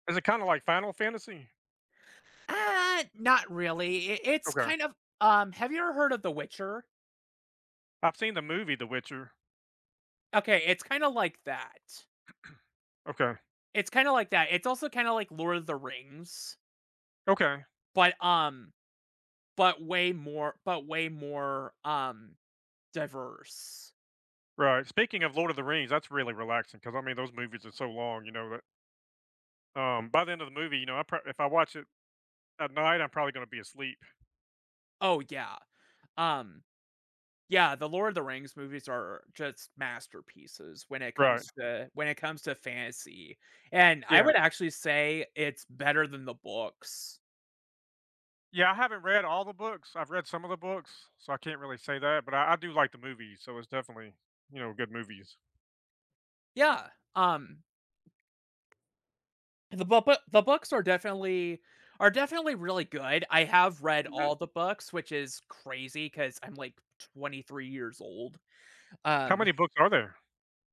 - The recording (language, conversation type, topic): English, unstructured, What helps you recharge when life gets overwhelming?
- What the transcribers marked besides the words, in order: tapping; chuckle